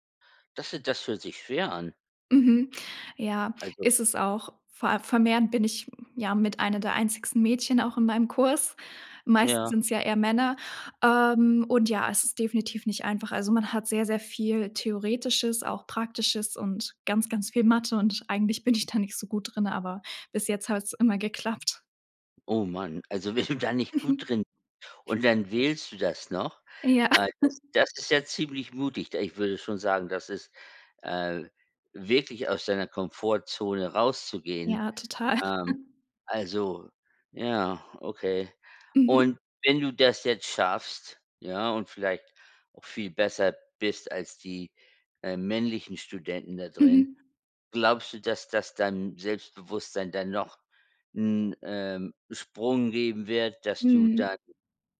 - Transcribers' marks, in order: laughing while speaking: "Kurs"; laughing while speaking: "bin ich da"; laughing while speaking: "immer geklappt"; laughing while speaking: "wenn"; laughing while speaking: "Mhm"; giggle; giggle
- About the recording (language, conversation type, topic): German, podcast, Was hilft dir, aus der Komfortzone rauszugehen?